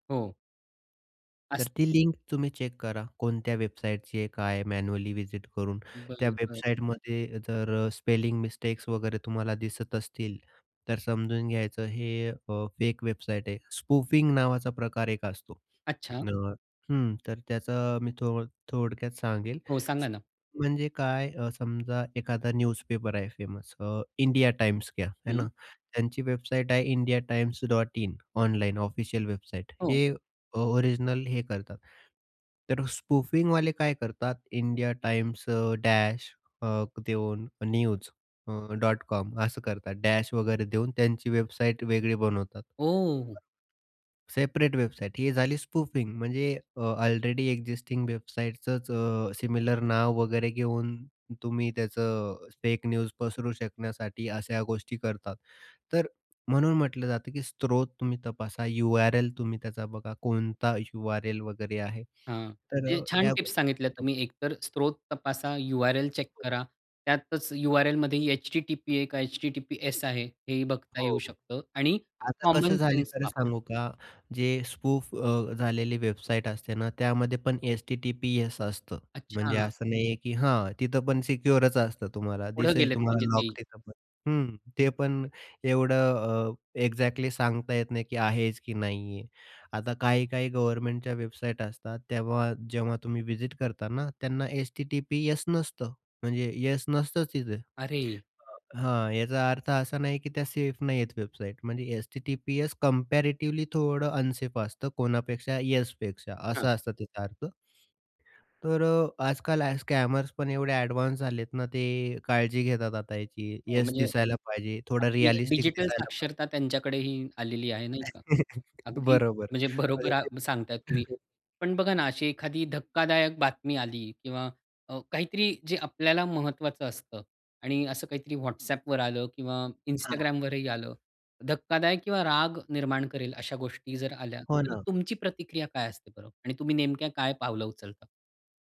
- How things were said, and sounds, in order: in English: "चेक"; in English: "मॅन्युअली व्हिजिट"; tapping; in English: "स्पूफिंग"; other background noise; in English: "न्यूजपेपर"; in English: "फेमस"; in English: "स्पूफिंगवाले"; in English: "न्यूज"; in English: "स्पूफिंग"; in English: "न्यूज"; unintelligible speech; other noise; in English: "चेक"; in English: "कॉमन सेन्स"; in English: "स्पूफ"; in English: "सिक्योररच"; in English: "एक्झॅक्टली"; in English: "विजिट"; in English: "कंपॅरेटिव्हली"; in English: "स्कॅमर्स"; in English: "रियलिस्टिक"; chuckle
- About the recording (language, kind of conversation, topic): Marathi, podcast, फेक न्यूज आणि दिशाभूल करणारी माहिती तुम्ही कशी ओळखता?